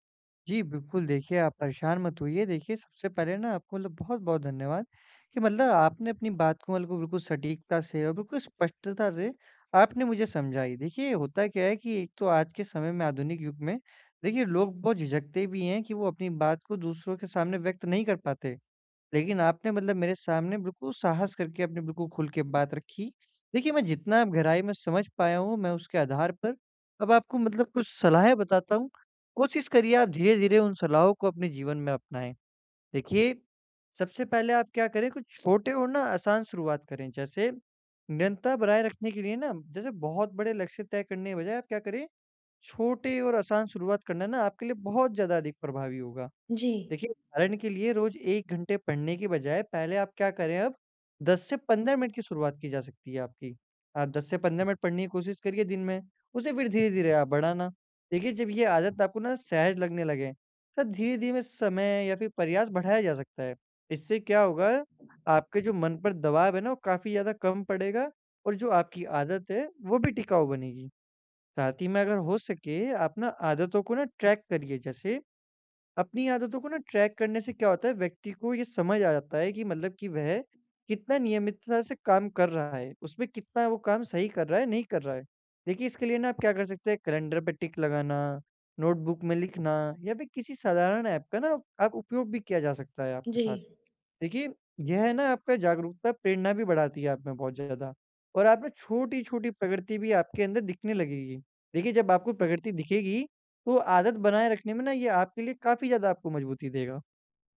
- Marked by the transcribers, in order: tapping; in English: "ट्रैक"; in English: "ट्रैक"; in English: "टिक"; in English: "नोटबुक"
- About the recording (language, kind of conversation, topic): Hindi, advice, मैं अपनी दिनचर्या में निरंतरता कैसे बनाए रख सकता/सकती हूँ?